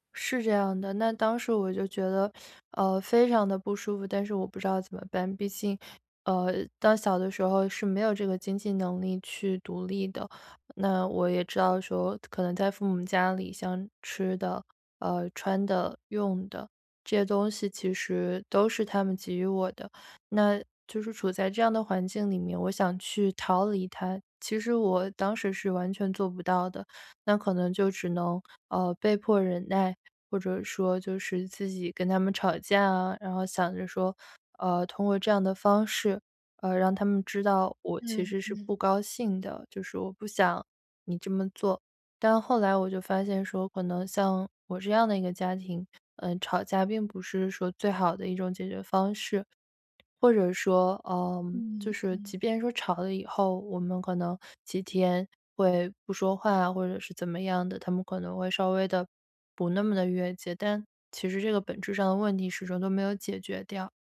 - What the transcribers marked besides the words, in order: teeth sucking
- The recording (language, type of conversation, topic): Chinese, podcast, 当父母越界时，你通常会怎么应对？
- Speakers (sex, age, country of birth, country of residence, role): female, 25-29, China, United States, guest; female, 30-34, China, Germany, host